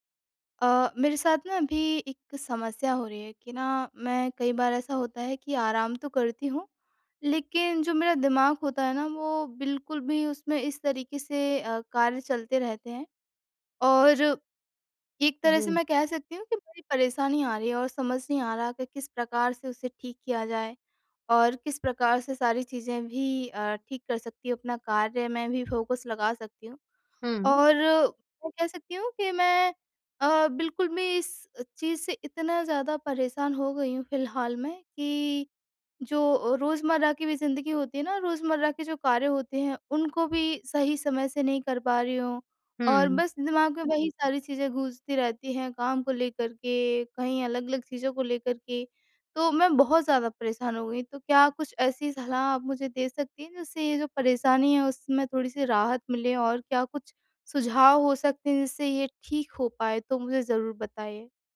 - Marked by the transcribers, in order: in English: "फ़ोकस"
- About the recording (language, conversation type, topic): Hindi, advice, आराम करने के बाद भी मेरा मन थका हुआ क्यों महसूस होता है और मैं ध्यान क्यों नहीं लगा पाता/पाती?